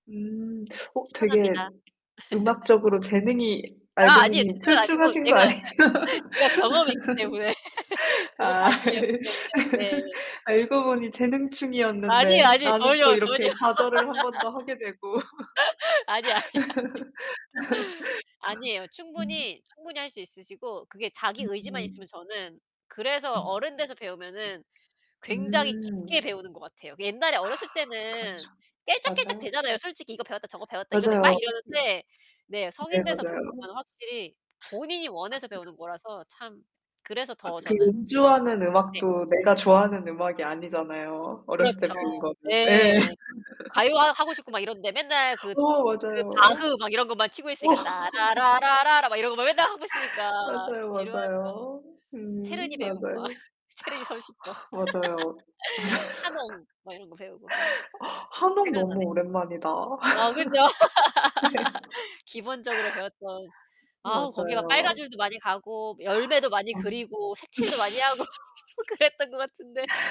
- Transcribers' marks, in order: other background noise; laugh; laugh; laughing while speaking: "아니에요?"; laugh; laughing while speaking: "전혀. 아니, 아니, 아니"; laugh; laugh; distorted speech; tapping; laugh; laugh; singing: "따 라 라 라 라 라"; laughing while speaking: "맞아요, 맞아요. 음, 맞아요"; laughing while speaking: "막"; laughing while speaking: "맞아요"; laugh; inhale; laugh; laughing while speaking: "네"; laugh; laughing while speaking: "하고 그랬던 것 같은데"; laugh
- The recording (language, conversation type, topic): Korean, unstructured, 만약 모든 악기를 자유롭게 연주할 수 있다면, 어떤 곡을 가장 먼저 연주하고 싶으신가요?